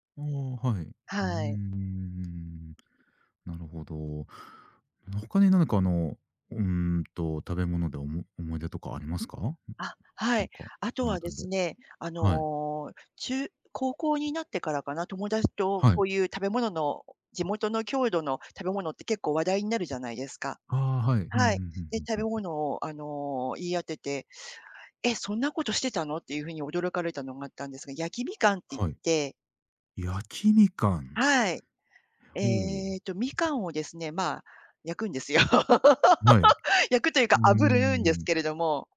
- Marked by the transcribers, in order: tapping; other background noise; laughing while speaking: "焼くんですよ"; laugh; other noise
- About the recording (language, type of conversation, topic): Japanese, podcast, 子どもの頃の食べ物の思い出を聞かせてくれますか？
- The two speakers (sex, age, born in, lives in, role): female, 50-54, Japan, Japan, guest; male, 40-44, Japan, Japan, host